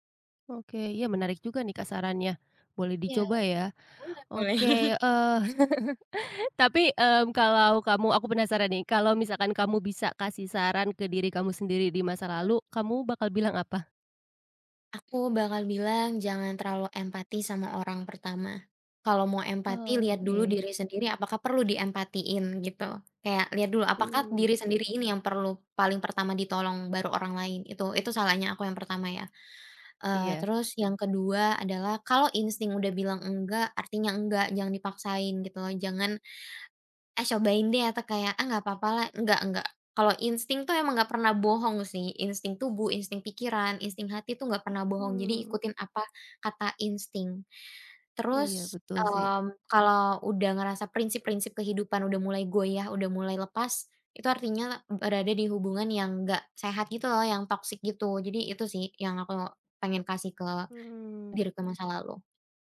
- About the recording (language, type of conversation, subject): Indonesian, podcast, Apa yang biasanya kamu lakukan terlebih dahulu saat kamu sangat menyesal?
- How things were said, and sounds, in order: giggle; laugh